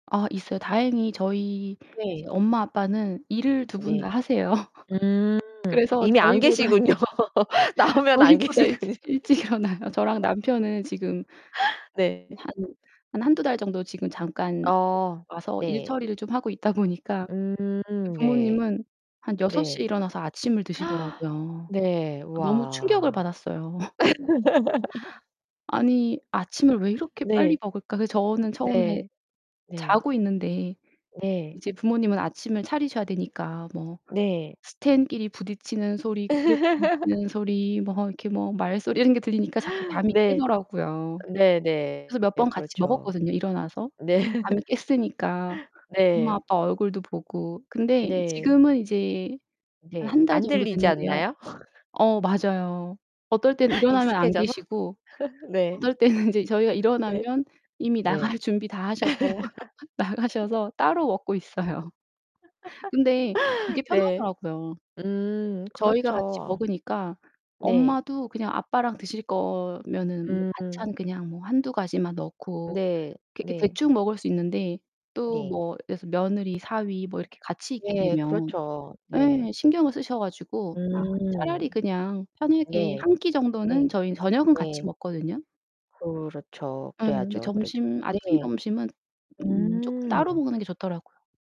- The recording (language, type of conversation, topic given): Korean, podcast, 아침을 보통 어떻게 시작하세요?
- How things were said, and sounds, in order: distorted speech; laugh; laughing while speaking: "계시군요. 나오면 안 계시군요"; laugh; laughing while speaking: "저희보다 일찍 일찍 일어나요"; laugh; laugh; other background noise; unintelligible speech; gasp; laugh; other noise; laugh; laughing while speaking: "네"; tapping; laugh; laugh; laughing while speaking: "때는 이제"; laughing while speaking: "나갈"; laugh; laughing while speaking: "있어요"; laugh